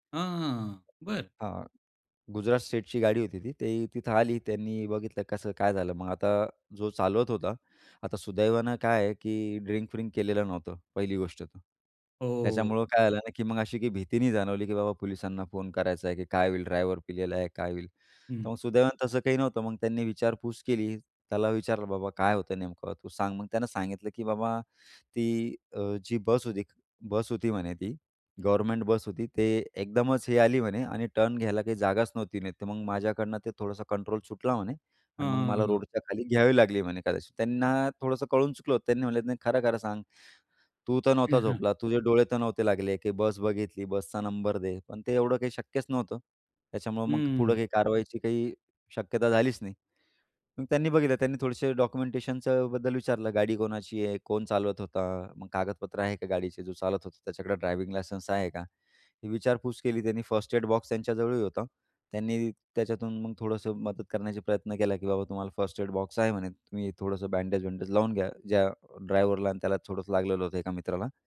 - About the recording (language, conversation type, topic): Marathi, podcast, कधी तुमचा जवळजवळ अपघात होण्याचा प्रसंग आला आहे का, आणि तो तुम्ही कसा टाळला?
- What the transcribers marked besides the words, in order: tapping